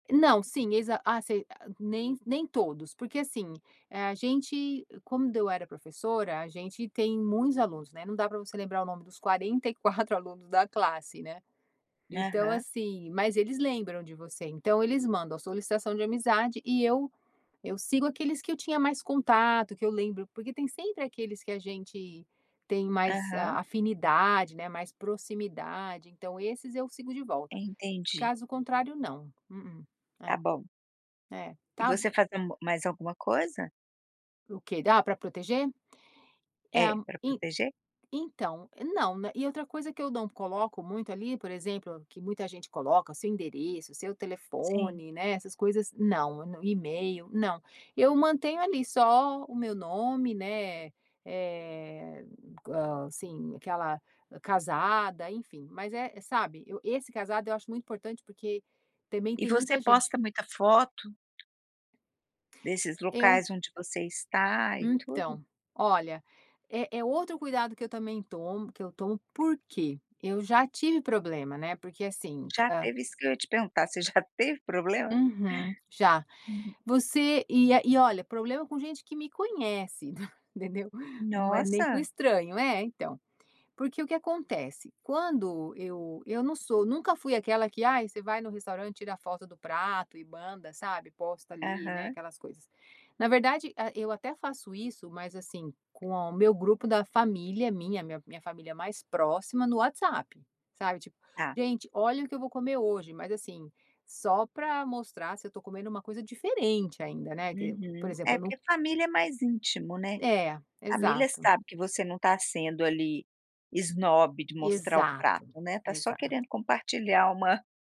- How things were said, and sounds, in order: tapping
- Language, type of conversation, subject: Portuguese, podcast, Como você protege sua privacidade nas redes sociais?